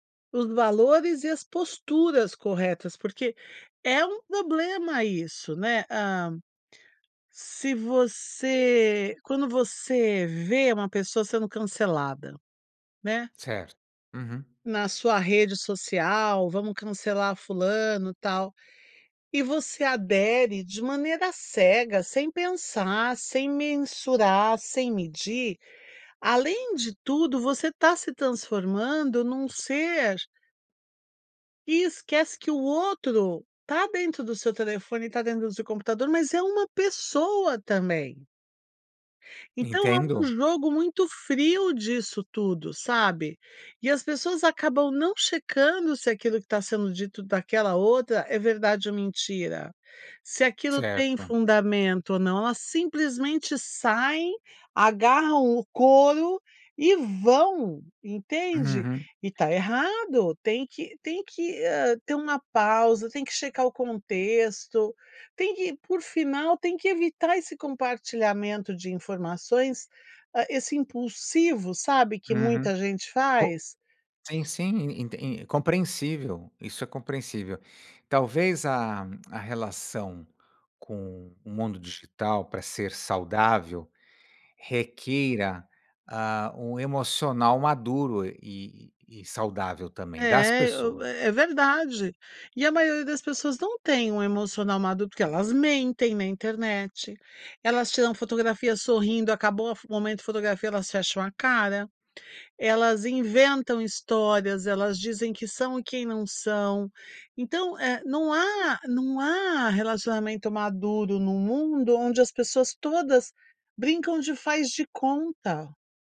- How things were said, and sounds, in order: none
- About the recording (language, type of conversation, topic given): Portuguese, podcast, O que você pensa sobre o cancelamento nas redes sociais?